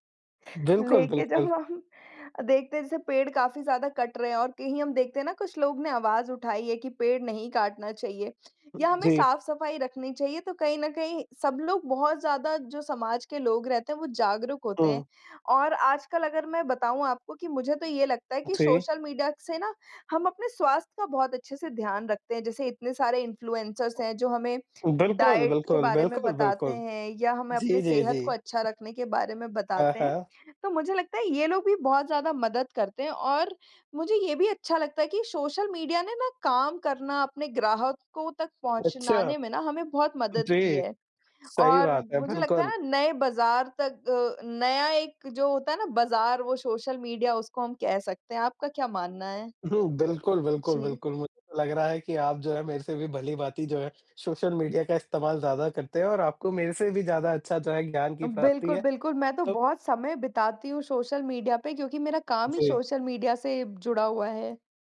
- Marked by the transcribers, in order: laughing while speaking: "लेके जब अब हम"; other background noise; in English: "डाइट"; "पहुँचाने" said as "पहुँचनाने"; chuckle
- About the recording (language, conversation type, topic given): Hindi, unstructured, आपके अनुसार सोशल मीडिया के फायदे और नुकसान क्या हैं?